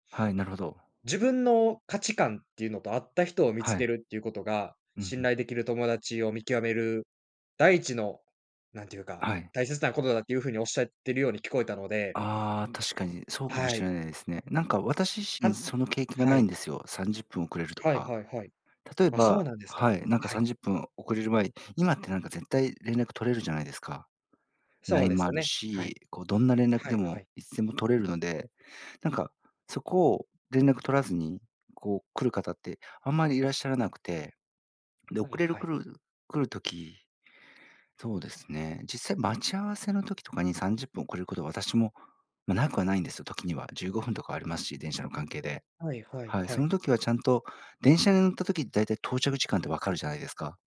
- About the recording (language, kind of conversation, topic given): Japanese, podcast, 信頼できる友達をどう見極めればいいですか？
- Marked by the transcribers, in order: tapping